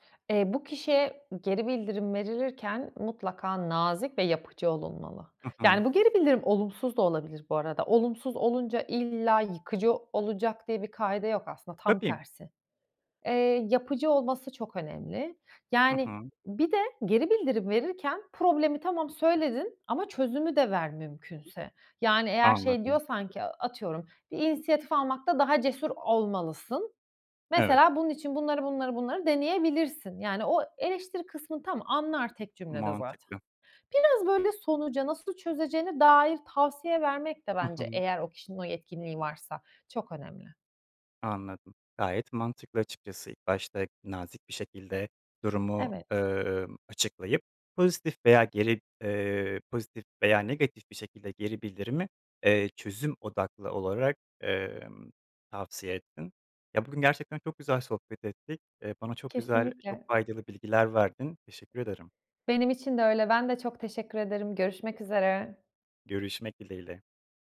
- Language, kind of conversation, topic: Turkish, podcast, Geri bildirim verirken nelere dikkat edersin?
- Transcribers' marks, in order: other background noise; tapping